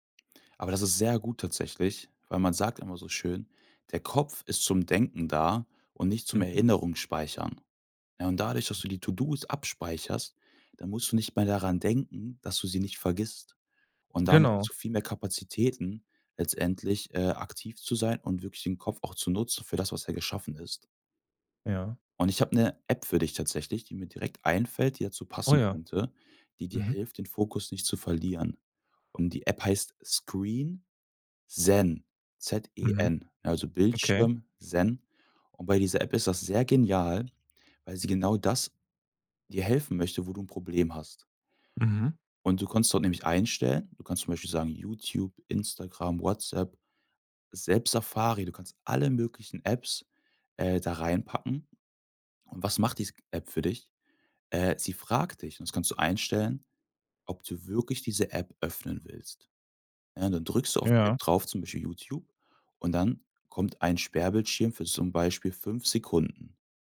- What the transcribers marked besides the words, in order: other background noise
- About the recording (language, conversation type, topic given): German, advice, Wie kann ich verhindern, dass ich durch Nachrichten und Unterbrechungen ständig den Fokus verliere?